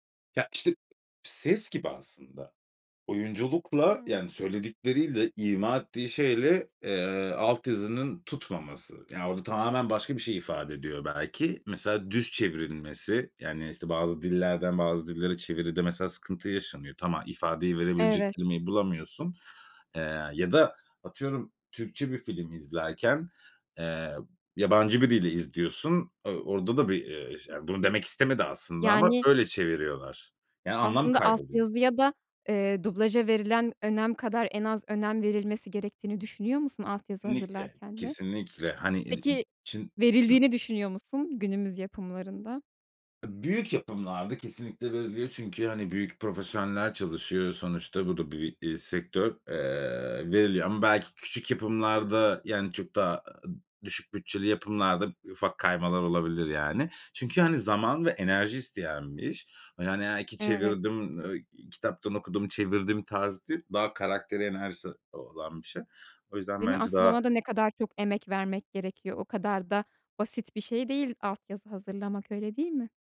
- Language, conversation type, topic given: Turkish, podcast, Dublaj mı yoksa altyazı mı tercih ediyorsun, neden?
- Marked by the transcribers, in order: none